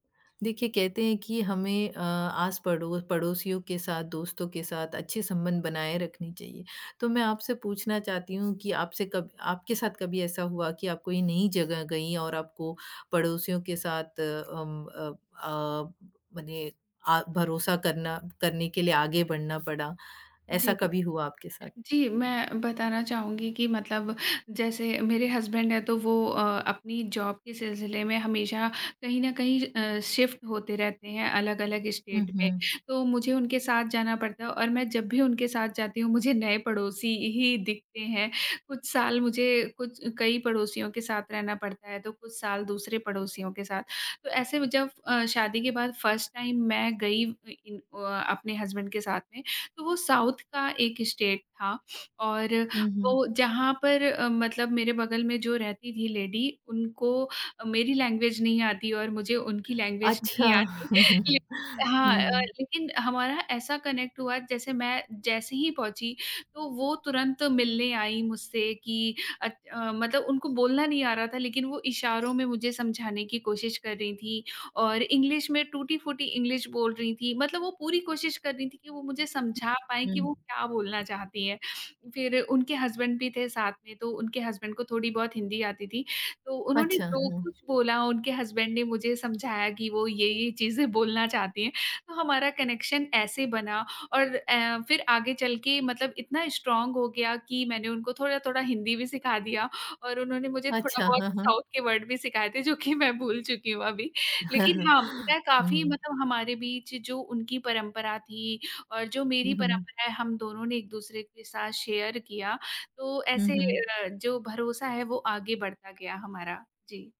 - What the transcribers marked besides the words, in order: other background noise; tapping; in English: "हसबैंड"; in English: "जॉब"; in English: "शिफ़्ट"; in English: "स्टेट"; laughing while speaking: "मुझे"; in English: "फ़र्स्ट टाइम"; in English: "हसबैंड"; in English: "साउथ"; in English: "स्टेट"; in English: "लेडी"; in English: "लैंग्वेज"; in English: "लैंग्वेज"; laughing while speaking: "आती"; chuckle; in English: "कनेक्ट"; in English: "इंग्लिश"; in English: "इंग्लिश"; in English: "हसबैंड"; in English: "हसबैंड"; in English: "हसबैंड"; laughing while speaking: "बोलना"; in English: "कनेक्शन"; in English: "स्ट्रांग"; in English: "साउथ"; in English: "वर्ड"; laughing while speaking: "जो कि मैं"; chuckle; in English: "शेयर"
- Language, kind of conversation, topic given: Hindi, podcast, नए पड़ोसियों के साथ भरोसा बनाने के आसान तरीके क्या हैं?